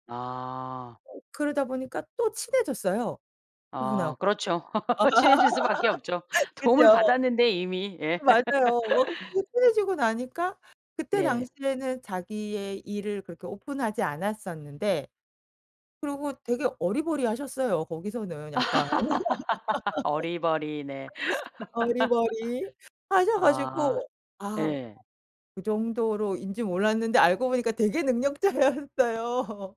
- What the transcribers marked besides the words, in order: other background noise; laugh; laughing while speaking: "친해질 수밖에 없죠. 도움을 받았는데 이미. 예"; laugh; laughing while speaking: "그죠"; laugh; unintelligible speech; laugh; laugh; "어리바리하셨어요" said as "어리버리하셨어요"; laugh
- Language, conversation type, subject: Korean, podcast, 우연한 만남으로 얻게 된 기회에 대해 이야기해줄래?